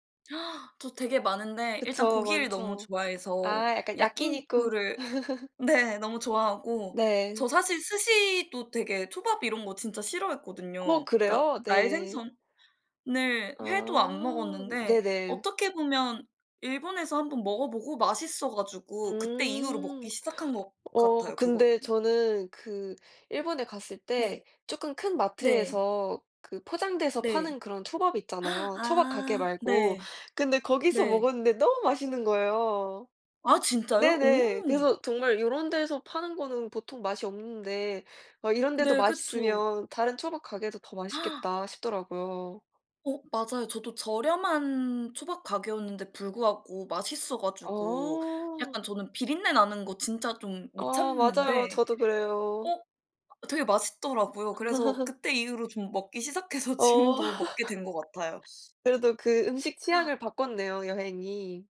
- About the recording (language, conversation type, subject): Korean, unstructured, 여행에서 가장 기억에 남는 순간은 언제였나요?
- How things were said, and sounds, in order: gasp; laugh; tapping; other background noise; gasp; gasp; laugh; laughing while speaking: "시작해서"; laugh; gasp